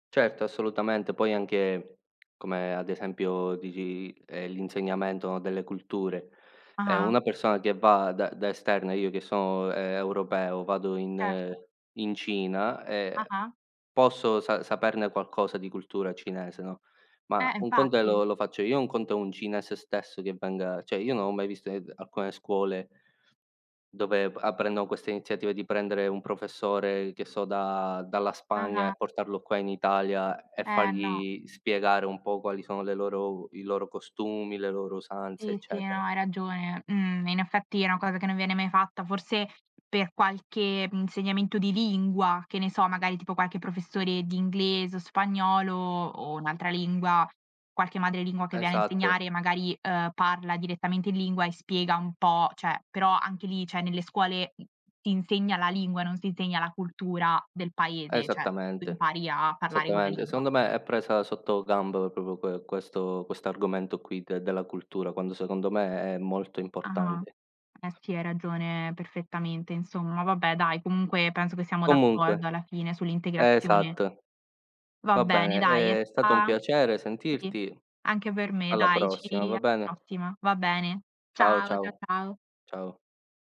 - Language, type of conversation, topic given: Italian, unstructured, Cosa pensi della convivenza tra culture diverse nella tua città?
- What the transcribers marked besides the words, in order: other background noise; tapping; "cioè" said as "ceh"; "cioè" said as "ceh"; "cioè" said as "ceh"; "cioè" said as "ceh"; "proprio" said as "propio"; other noise